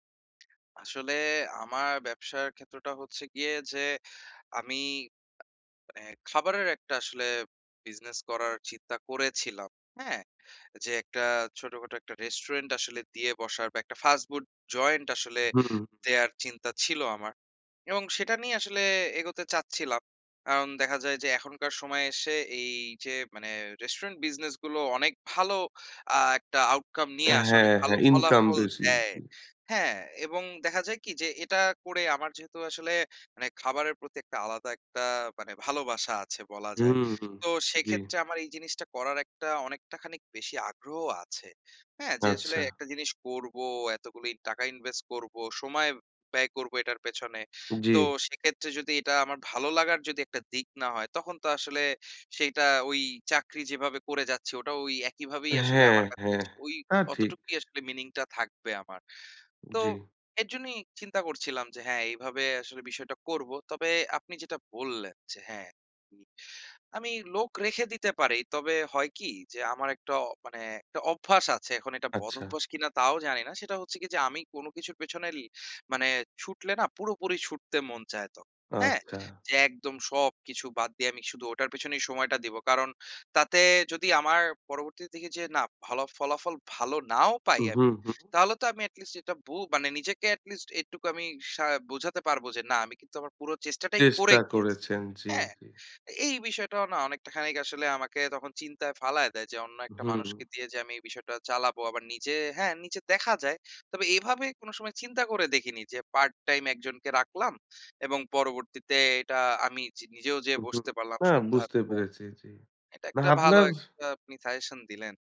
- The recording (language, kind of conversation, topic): Bengali, advice, নিরাপদ চাকরি নাকি অর্থপূর্ণ ঝুঁকি—দ্বিধায় আছি
- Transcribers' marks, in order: other background noise; tongue click; in English: "business"; inhale; in English: "restaurant"; in English: "fas-food joint"; "fast-food" said as "fas-food"; inhale; "কারণ" said as "কাওন"; in English: "restaurant business"; inhale; in English: "outcome"; inhale; inhale; inhale; in English: "invest"; inhale; inhale; in English: "meaning"; inhale; inhale; "পেছনে" said as "পেছনেল"; inhale; inhale; in English: "at least"; in English: "at least"; inhale; inhale; in English: "part-time"; inhale; in English: "suggestion"